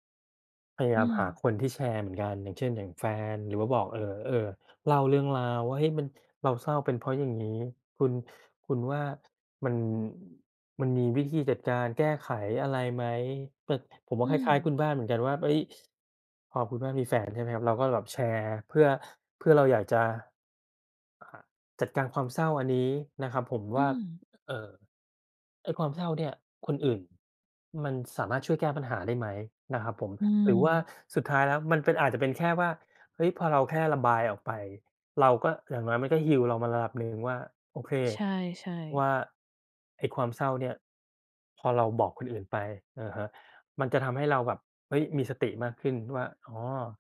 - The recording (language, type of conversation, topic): Thai, unstructured, คุณรับมือกับความเศร้าอย่างไร?
- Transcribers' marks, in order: other noise; in English: "heal"